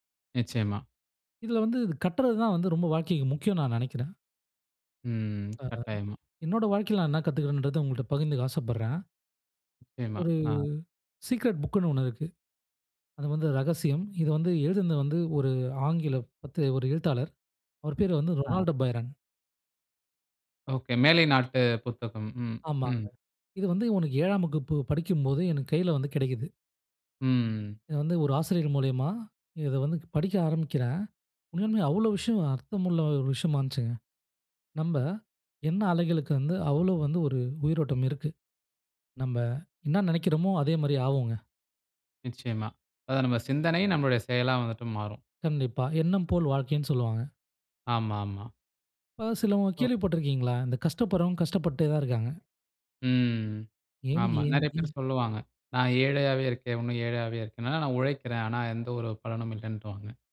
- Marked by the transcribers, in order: tsk; unintelligible speech; tapping; in English: "சீக்ரெட்"
- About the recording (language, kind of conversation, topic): Tamil, podcast, கற்றதை நீண்டகாலம் நினைவில் வைத்திருக்க நீங்கள் என்ன செய்கிறீர்கள்?